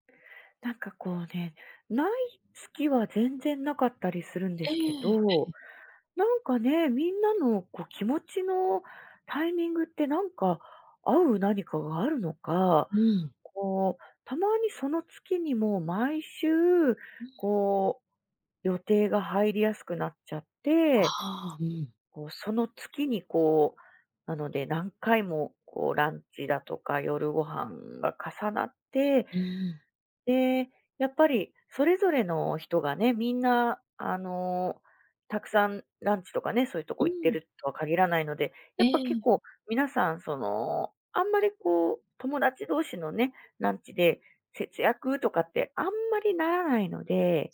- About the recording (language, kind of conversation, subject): Japanese, advice, ギフトや誘いを断れず無駄に出費が増える
- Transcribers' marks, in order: none